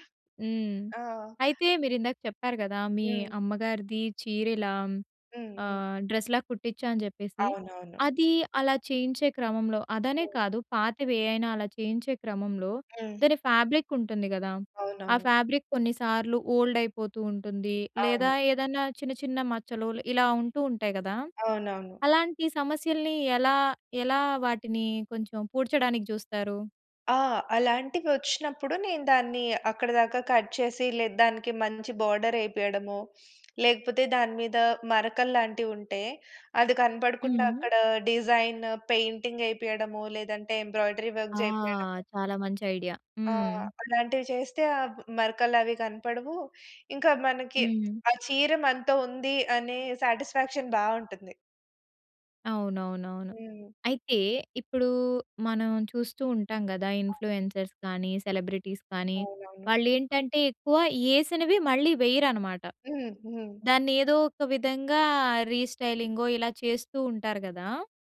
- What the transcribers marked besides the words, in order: in English: "డ్రెస్‌లా"; in English: "ఫ్యాబ్రిక్"; in English: "ఫ్యాబ్రిక్"; in English: "ఓల్డ్"; in English: "కట్"; in English: "బోర్డర్"; sniff; in English: "డిజైన్ పెయింటింగ్"; in English: "ఎంబ్రాయిడరీ వర్క్"; in English: "సాటిస్ఫాక్షన్"; in English: "ఇన్‌ఫ్లూయెన్సర్స్"; in English: "సెలబ్రిటీస్"
- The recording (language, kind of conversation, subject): Telugu, podcast, పాత దుస్తులను కొత్తగా మలచడం గురించి మీ అభిప్రాయం ఏమిటి?
- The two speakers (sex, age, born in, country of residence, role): female, 20-24, India, India, host; female, 40-44, India, India, guest